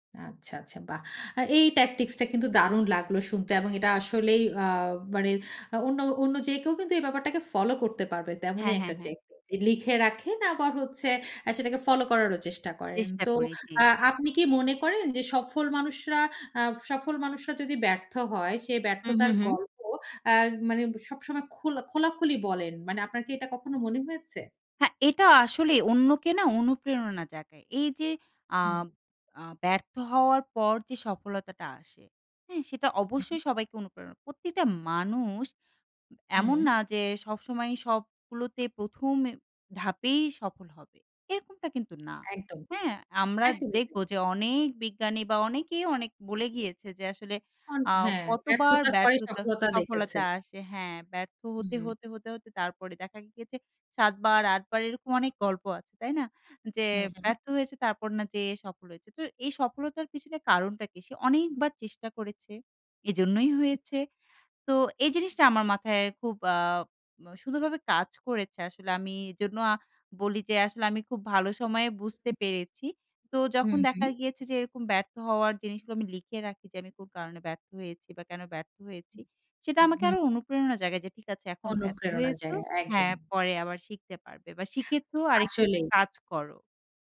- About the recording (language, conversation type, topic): Bengali, podcast, ব্যর্থতাকে শেখার প্রক্রিয়ার অংশ হিসেবে গ্রহণ করার জন্য আপনার কৌশল কী?
- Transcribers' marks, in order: in English: "tactics"; other background noise